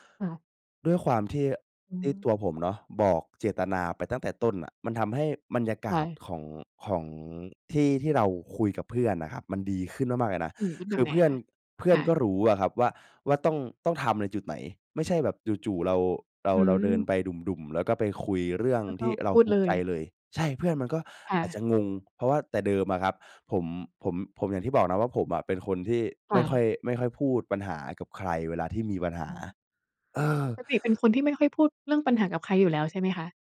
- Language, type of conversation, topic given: Thai, podcast, ควรใช้เทคนิคอะไรเมื่อจำเป็นต้องคุยเรื่องยากกับคนสนิท?
- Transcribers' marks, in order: none